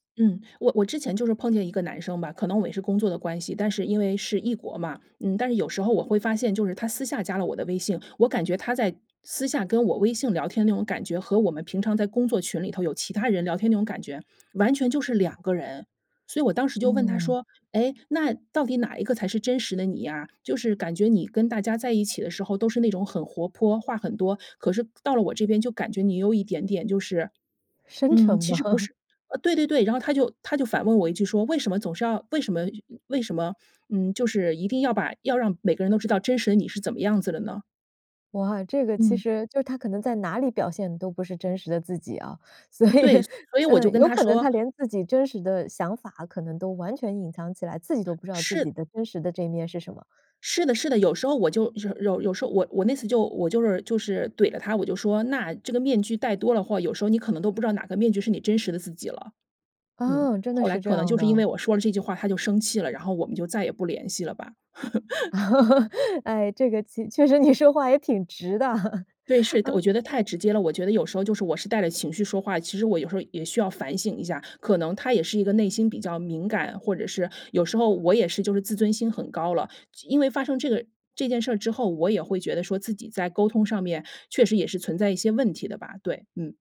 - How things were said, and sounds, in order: other background noise; "微信" said as "微性"; "微信" said as "微性"; laughing while speaking: "嘛"; chuckle; laughing while speaking: "所以"; laugh; stressed: "是的"; laugh; laughing while speaking: "确实你说话也挺直的"; laugh
- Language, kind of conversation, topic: Chinese, podcast, 你觉得社交媒体让人更孤独还是更亲近？